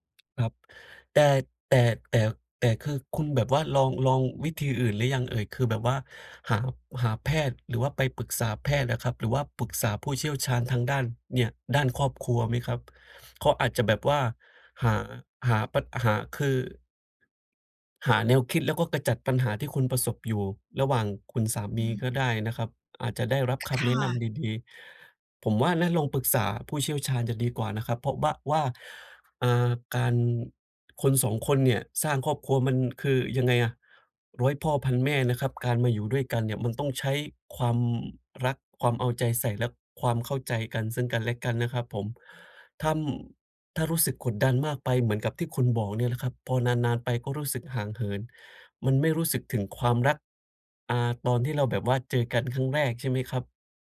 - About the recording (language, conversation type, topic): Thai, advice, ฉันจะรับมือกับแรงกดดันจากคนรอบข้างให้ใช้เงิน และการเปรียบเทียบตัวเองกับผู้อื่นได้อย่างไร
- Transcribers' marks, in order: other background noise; "ร้อย" said as "ร้วย"